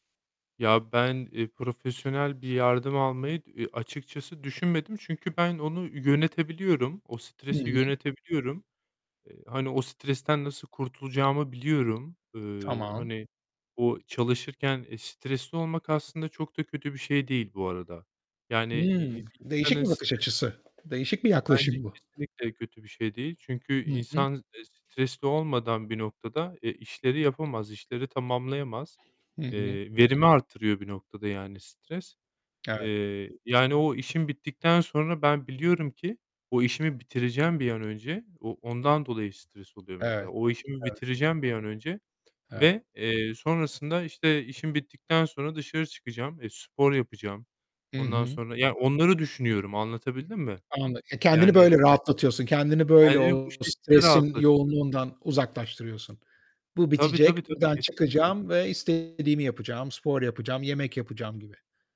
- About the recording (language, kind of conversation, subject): Turkish, podcast, Stresle başa çıkmak için hangi yöntemleri kullanıyorsun?
- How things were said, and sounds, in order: static; other background noise; tapping; distorted speech